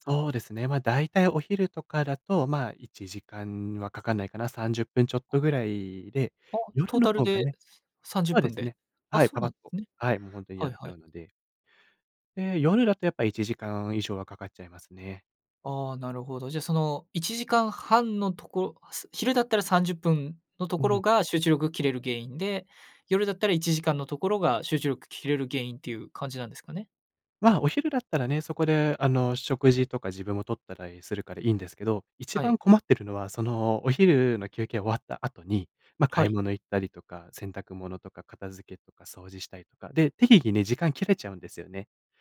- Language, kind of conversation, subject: Japanese, advice, 集中するためのルーティンや環境づくりが続かないのはなぜですか？
- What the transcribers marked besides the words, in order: other noise